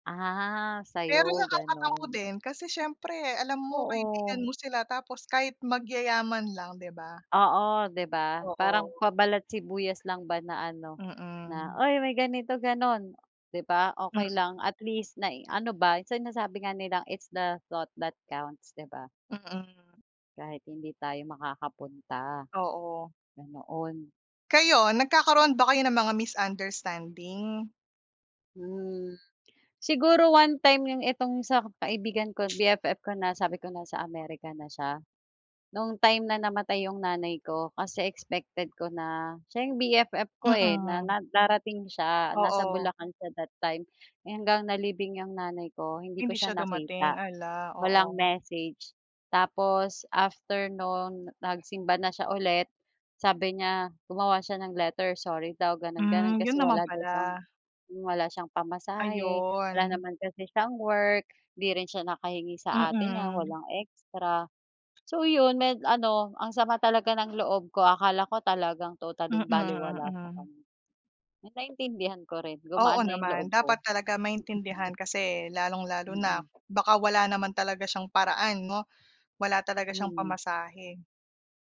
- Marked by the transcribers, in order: other background noise; tapping; in English: "it's the thought that counts"; chuckle
- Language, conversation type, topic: Filipino, unstructured, Paano mo pinananatili ang pagkakaibigan kahit magkalayo kayo?